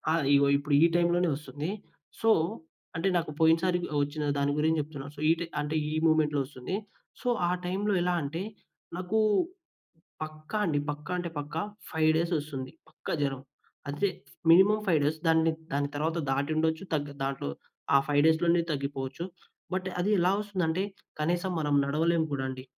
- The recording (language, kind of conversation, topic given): Telugu, podcast, స్నేహితులు, కుటుంబం మీకు రికవరీలో ఎలా తోడ్పడారు?
- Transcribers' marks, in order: in English: "టైంలోనే"; in English: "సో"; in English: "సో"; in English: "మూమెంట్‌లో"; in English: "సో"; in English: "టైంలో"; in English: "ఫైవ్ డేస్"; other background noise; in English: "మినిమమ్ ఫైవ్ డేస్"; in English: "ఫైవ్ డేస్"; in English: "బట్"